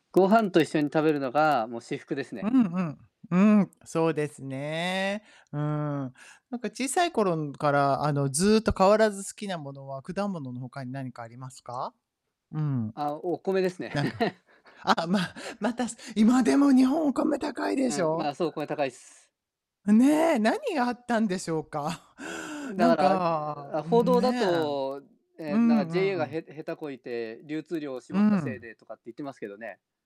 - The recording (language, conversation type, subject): Japanese, unstructured, 好きな食べ物は何ですか？理由も教えてください。
- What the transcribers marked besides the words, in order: distorted speech; chuckle; chuckle